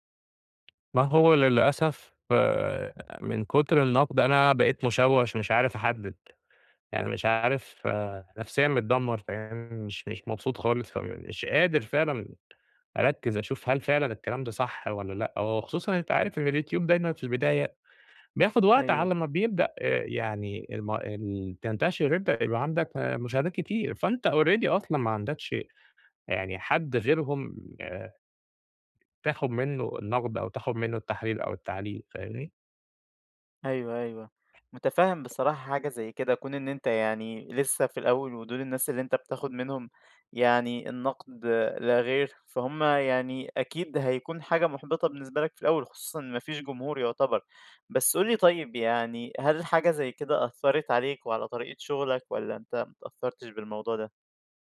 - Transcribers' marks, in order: tapping; in English: "already"; other background noise
- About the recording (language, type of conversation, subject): Arabic, advice, إزاي الرفض أو النقد اللي بيتكرر خلاّك تبطل تنشر أو تعرض حاجتك؟